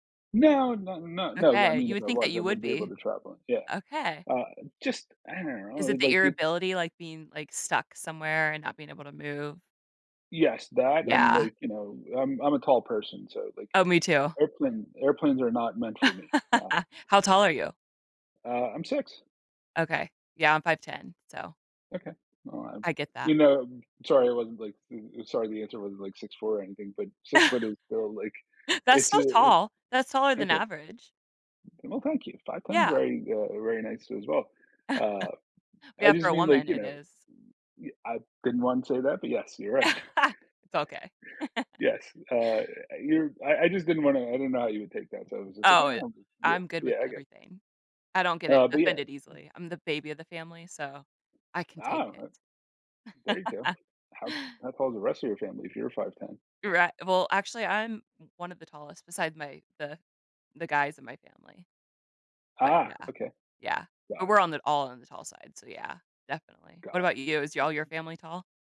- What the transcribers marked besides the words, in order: "irritability" said as "irrability"; laugh; chuckle; other background noise; chuckle; chuckle; laugh
- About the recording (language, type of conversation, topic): English, unstructured, What makes a place feel special or memorable to you?
- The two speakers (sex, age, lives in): female, 35-39, United States; male, 35-39, United States